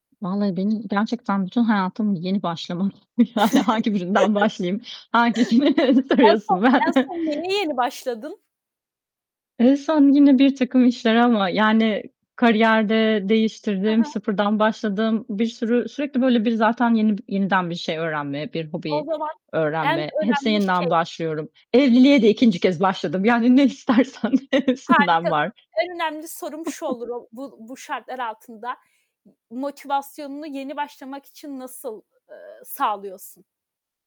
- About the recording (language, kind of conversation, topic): Turkish, podcast, Yeni başlayanlara vereceğin en iyi üç tavsiye ne olur?
- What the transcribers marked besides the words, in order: chuckle; distorted speech; laughing while speaking: "Yani"; laughing while speaking: "Hangisini soruyorsun, ben"; laughing while speaking: "ne istersen hepsinden var"; chuckle